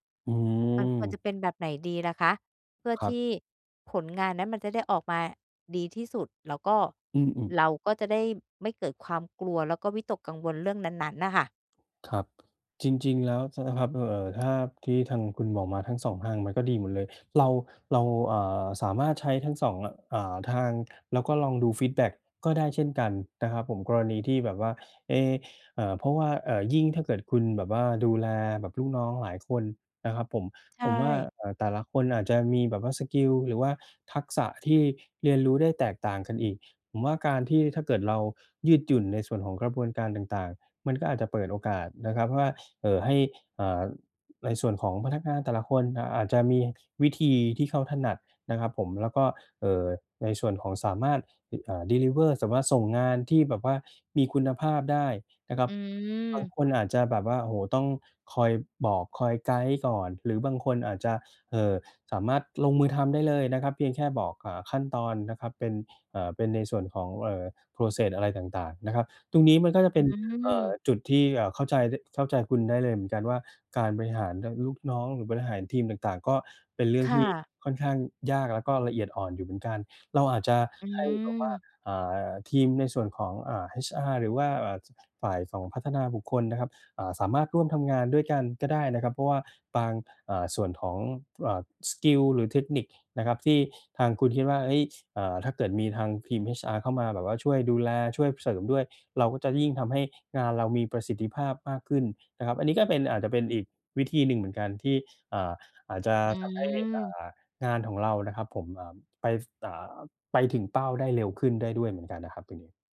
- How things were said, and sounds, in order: drawn out: "อืม"; in English: "deliver"; in English: "Process"
- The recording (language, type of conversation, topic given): Thai, advice, จะเริ่มลงมือทำงานอย่างไรเมื่อกลัวว่าผลงานจะไม่ดีพอ?